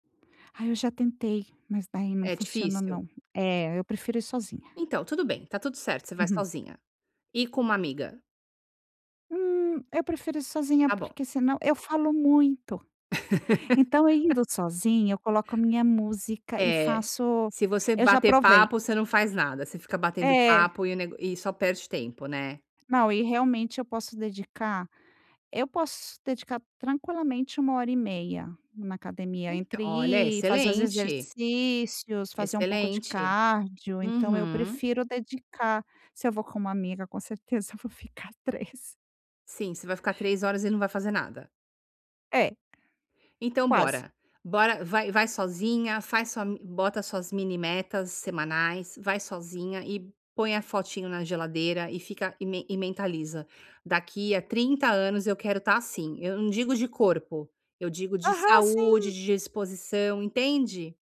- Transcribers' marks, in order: laugh; laughing while speaking: "eu vou ficar três"; tapping
- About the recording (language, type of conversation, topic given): Portuguese, advice, Como posso manter a consistência nos meus hábitos quando sinto que estagnei?